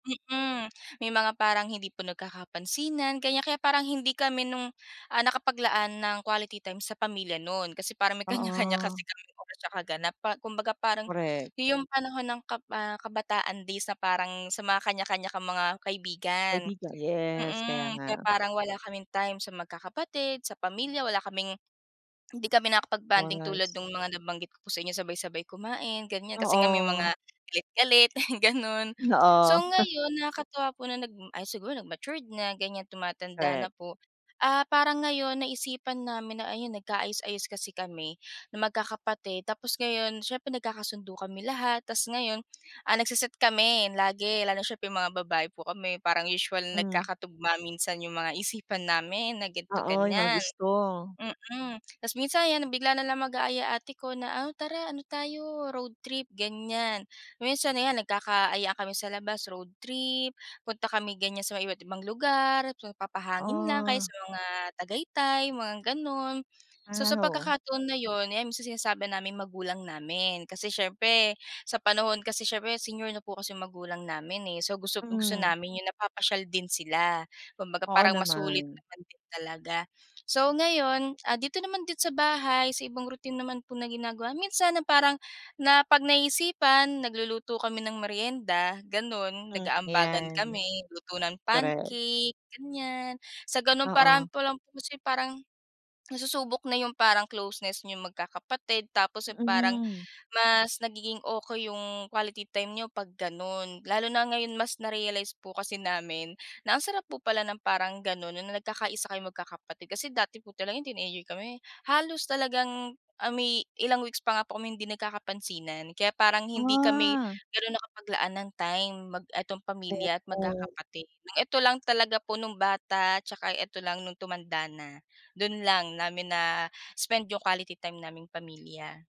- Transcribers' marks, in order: laughing while speaking: "kanya-kanya"; other background noise; swallow; chuckle; snort; snort; tapping; swallow
- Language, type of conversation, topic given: Filipino, podcast, Paano kayo naglalaan ng oras na talagang magkakasama bilang pamilya?
- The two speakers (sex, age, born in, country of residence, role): female, 25-29, Philippines, Philippines, guest; female, 40-44, Philippines, Philippines, host